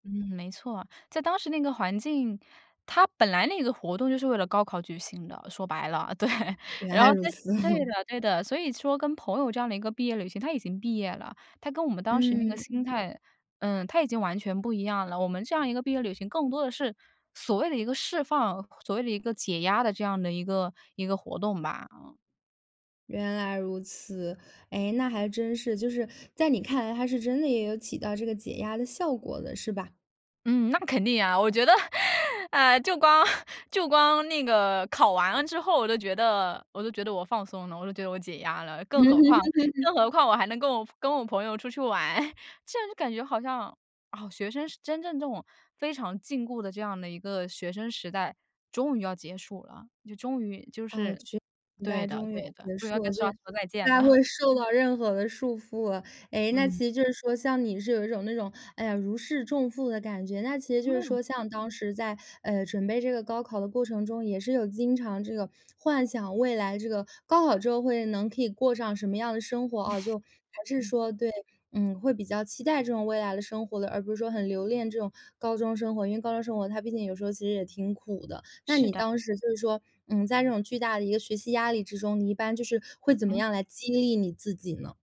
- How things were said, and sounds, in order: laughing while speaking: "对"; laughing while speaking: "此"; chuckle; tapping; chuckle; laughing while speaking: "诶，就光"; chuckle; laugh; laughing while speaking: "玩"; unintelligible speech; laughing while speaking: "了"; chuckle; other background noise
- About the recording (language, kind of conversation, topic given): Chinese, podcast, 你能描述一次和同学们一起经历的难忘旅行吗？